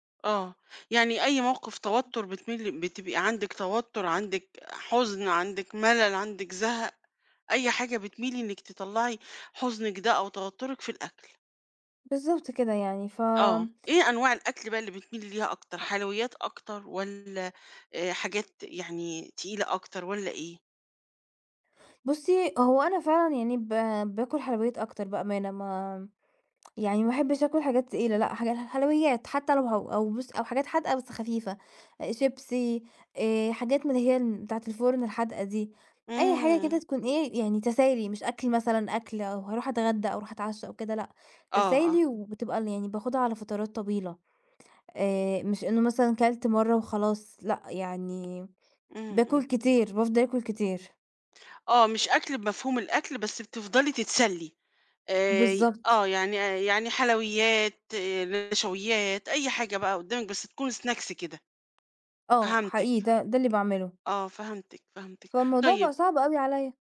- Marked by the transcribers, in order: other noise; in English: "Snacks"
- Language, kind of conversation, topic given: Arabic, advice, إزاي بتتعامل مع الأكل العاطفي لما بتكون متوتر أو زعلان؟